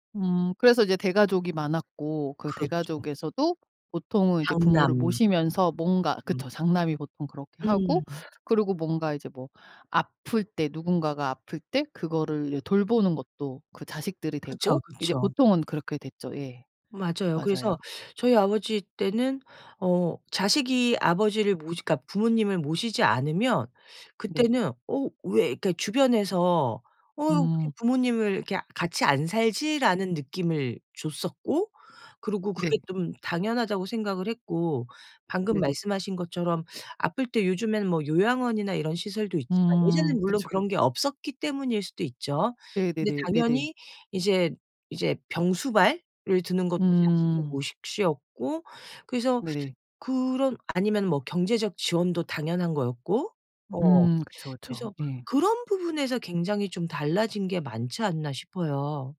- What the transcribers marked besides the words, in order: tapping; teeth sucking; put-on voice: "왜"; other background noise
- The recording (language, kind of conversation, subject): Korean, podcast, 세대에 따라 ‘효’를 어떻게 다르게 느끼시나요?